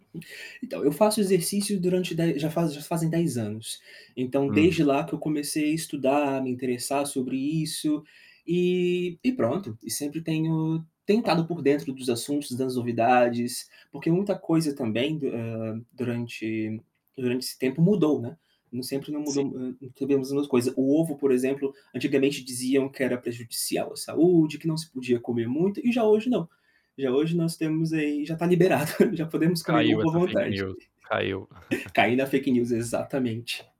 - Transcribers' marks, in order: tapping; distorted speech; laughing while speaking: "liberado"; in English: "fake news"; chuckle; in English: "fake news"
- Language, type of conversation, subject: Portuguese, podcast, Qual é a sua rotina de autocuidado durante a recuperação?